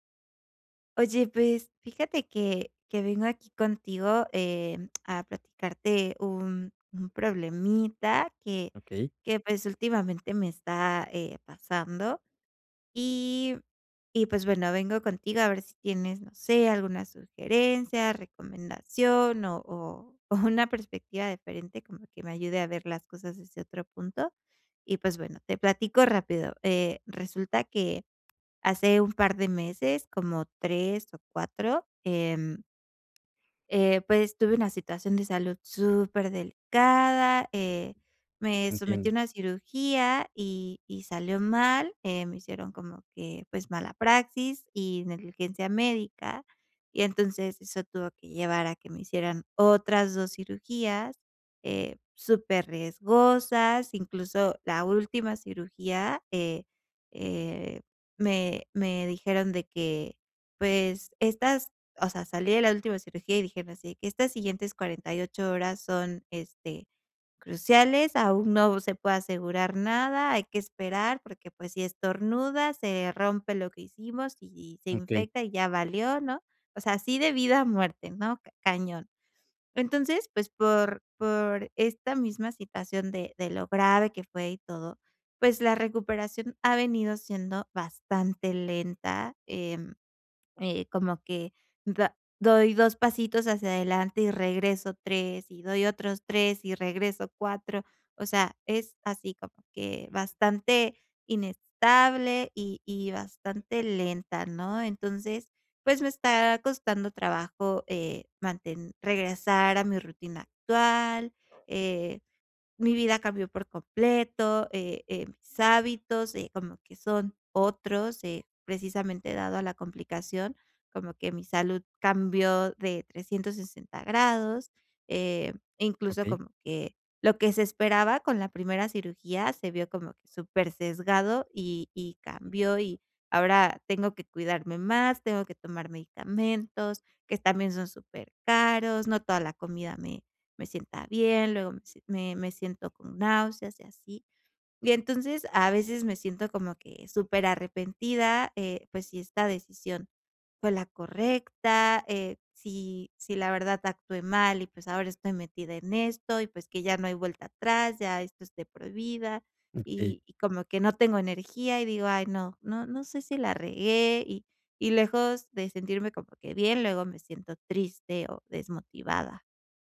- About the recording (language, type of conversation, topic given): Spanish, advice, ¿Cómo puedo mantenerme motivado durante la recuperación de una lesión?
- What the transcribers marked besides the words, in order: tapping; other background noise; laughing while speaking: "una perspectiva"